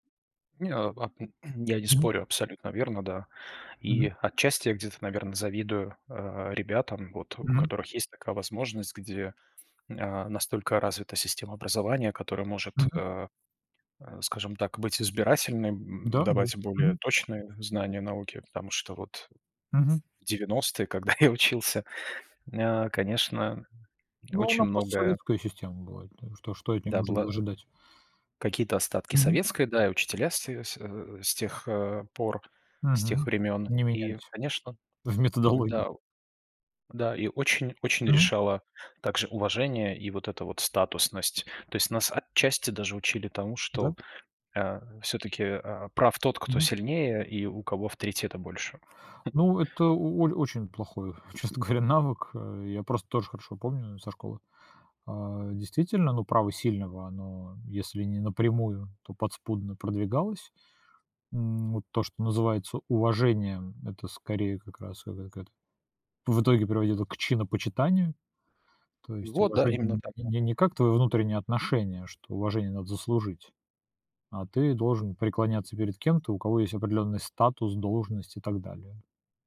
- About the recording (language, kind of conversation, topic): Russian, unstructured, Что важнее в школе: знания или навыки?
- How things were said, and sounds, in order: throat clearing; tapping; laughing while speaking: "когда я учился"; other noise